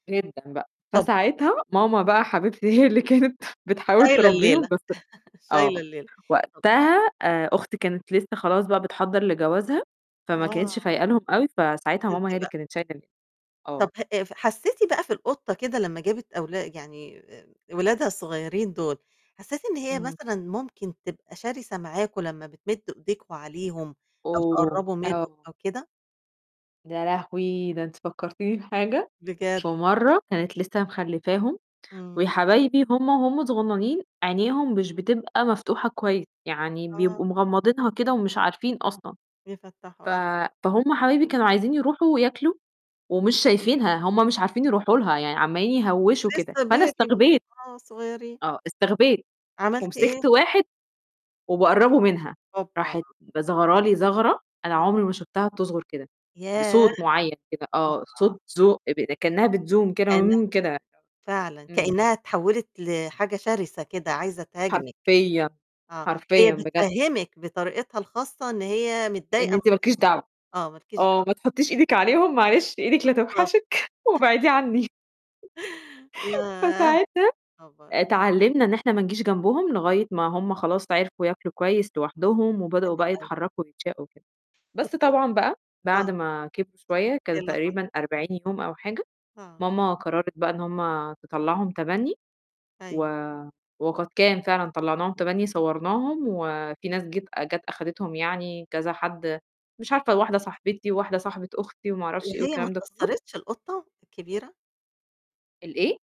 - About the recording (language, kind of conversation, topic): Arabic, podcast, كان عندك حيوان أليف، وإيه قصتكم مع بعض؟
- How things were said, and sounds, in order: distorted speech; laughing while speaking: "هي اللي كانت"; laugh; other noise; unintelligible speech; tapping; in English: "baby"; laughing while speaking: "إيدك لتوحشِك وابعديه عنّي"; chuckle